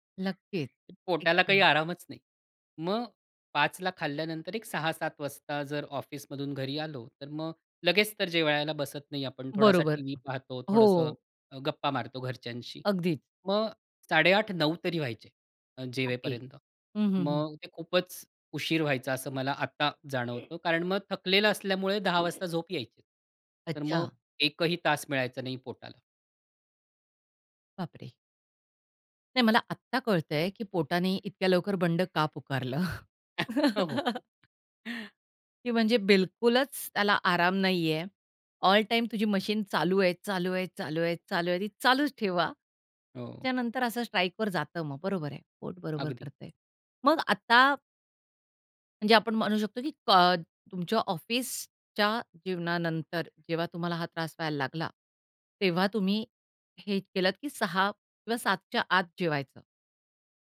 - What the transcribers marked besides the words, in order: other background noise; chuckle; tapping; "पोट" said as "पोर्ट"
- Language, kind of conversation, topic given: Marathi, podcast, रात्री झोपायला जाण्यापूर्वी तुम्ही काय करता?